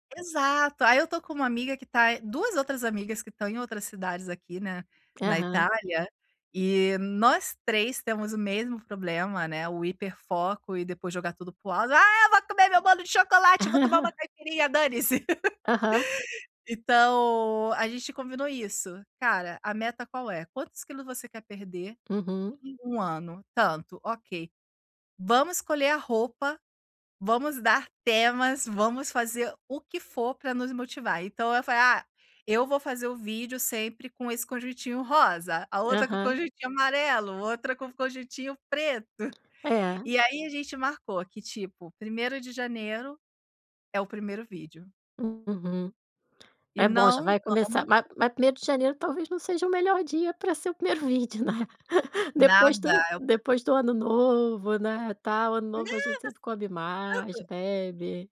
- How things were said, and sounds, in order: tapping; chuckle; put-on voice: "Ah eu vou comer meu … caipirinha, dane se"; laugh; chuckle; laughing while speaking: "primeiro vídeo né"; chuckle
- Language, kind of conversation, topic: Portuguese, advice, Como posso recuperar a confiança no trabalho e evitar repetir erros antigos?